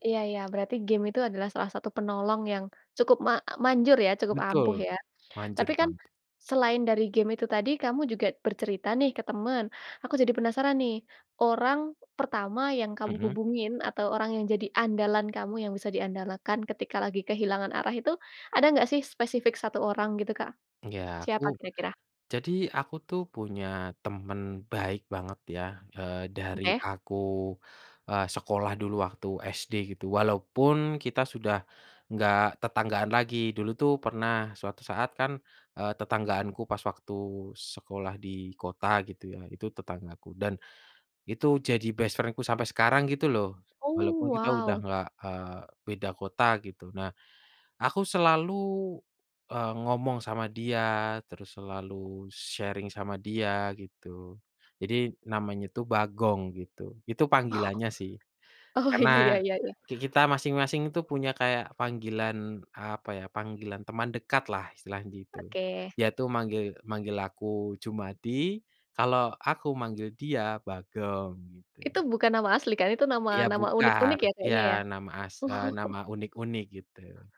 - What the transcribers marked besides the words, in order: other background noise; in English: "best friend-ku"; in English: "sharing"; laughing while speaking: "Oh"
- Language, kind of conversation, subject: Indonesian, podcast, Apa yang kamu lakukan kalau kamu merasa kehilangan arah?